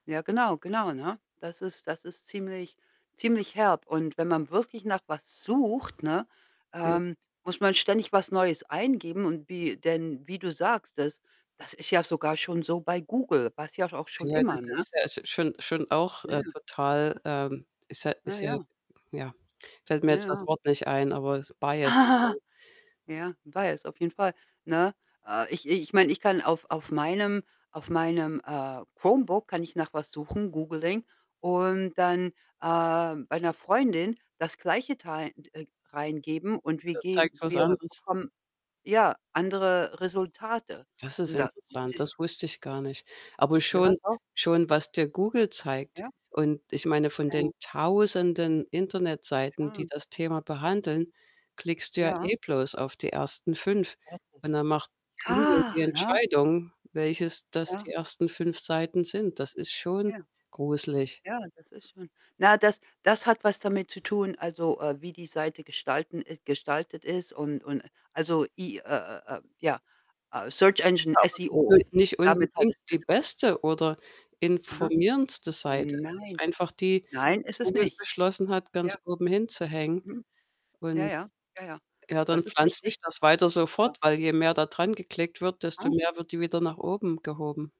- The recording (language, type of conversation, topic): German, unstructured, Welche Rolle spielen soziale Medien in der Politik?
- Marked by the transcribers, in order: stressed: "sucht"; distorted speech; other background noise; laugh; in English: "Bias"; unintelligible speech; in English: "googeling"; static; other noise